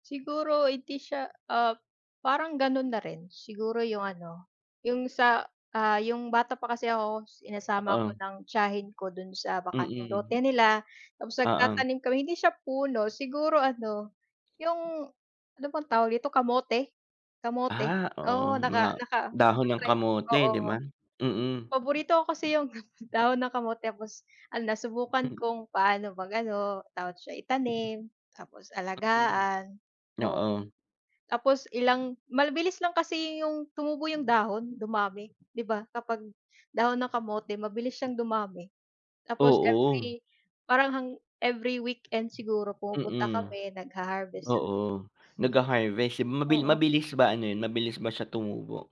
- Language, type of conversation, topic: Filipino, unstructured, Bakit mahalaga ang pagtatanim ng puno sa ating paligid?
- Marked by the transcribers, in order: laughing while speaking: "'yung"; wind; chuckle